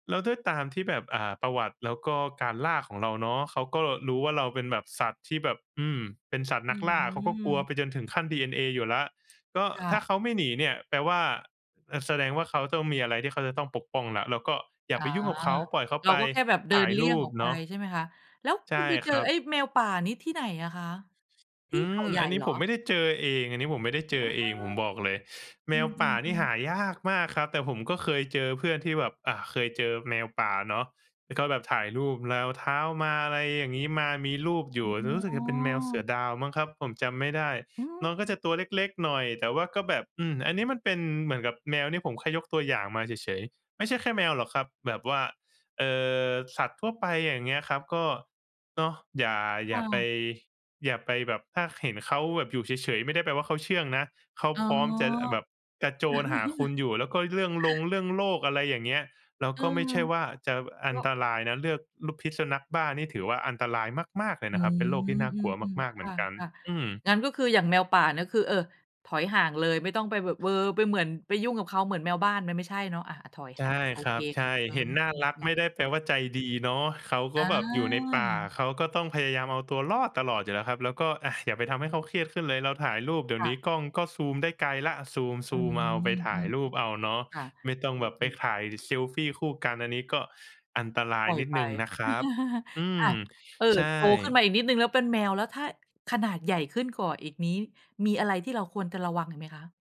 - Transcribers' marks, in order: other background noise; "รอย" said as "แรว"; chuckle; tapping; giggle
- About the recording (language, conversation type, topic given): Thai, podcast, เวลาพบสัตว์ป่า คุณควรทำตัวยังไงให้ปลอดภัย?